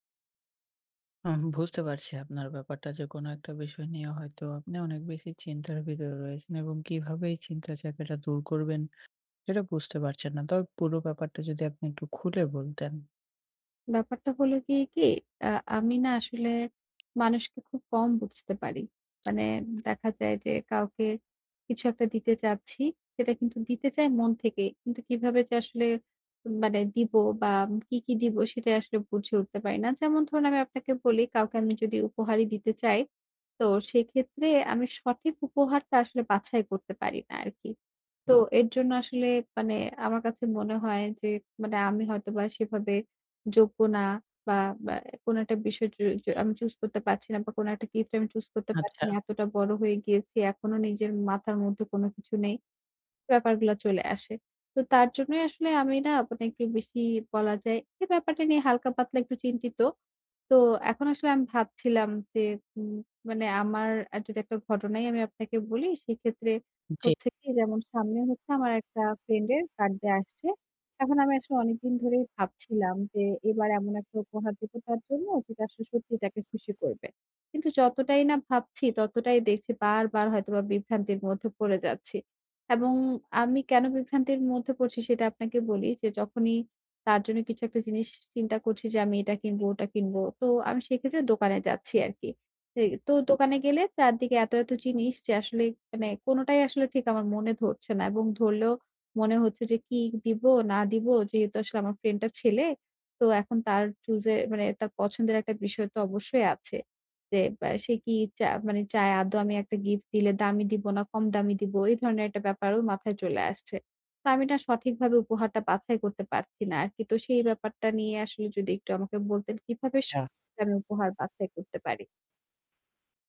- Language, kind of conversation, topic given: Bengali, advice, আমি কীভাবে সঠিক উপহার বেছে কাউকে খুশি করতে পারি?
- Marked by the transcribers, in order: tapping; other background noise; horn; unintelligible speech